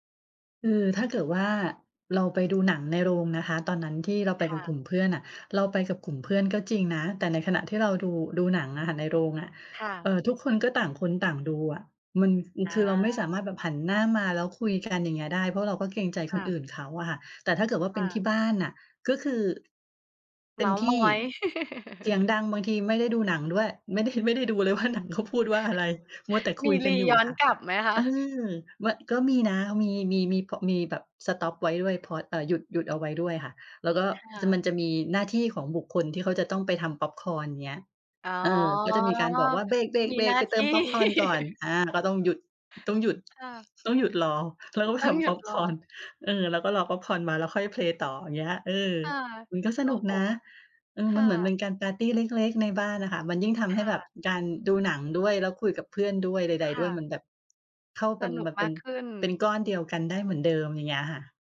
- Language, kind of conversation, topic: Thai, podcast, การดูหนังในโรงกับดูที่บ้านต่างกันยังไงสำหรับคุณ?
- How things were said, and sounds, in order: other background noise; chuckle; laughing while speaking: "ไม่ได้ ไม่ได้ดูเลยว่าหนังเขาพูดว่าอะไร ?"; chuckle; in English: "สต็อป"; drawn out: "อ๋อ"; chuckle; in English: "เพลย์"; tapping